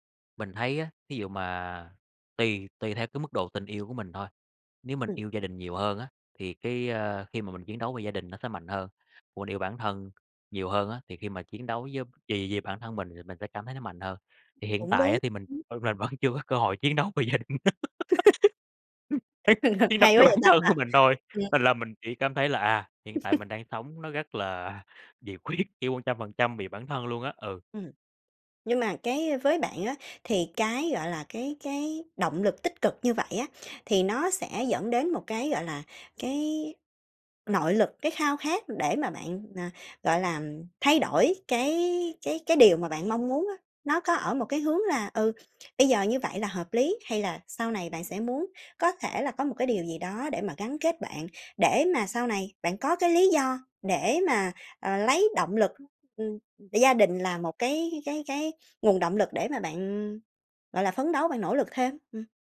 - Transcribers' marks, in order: laughing while speaking: "chiến đấu"; laugh; laughing while speaking: "chiến đấu cho bản thân"; tapping; laugh; laughing while speaking: "nhiệt huyết"
- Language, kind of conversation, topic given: Vietnamese, podcast, Bài hát nào bạn thấy như đang nói đúng về con người mình nhất?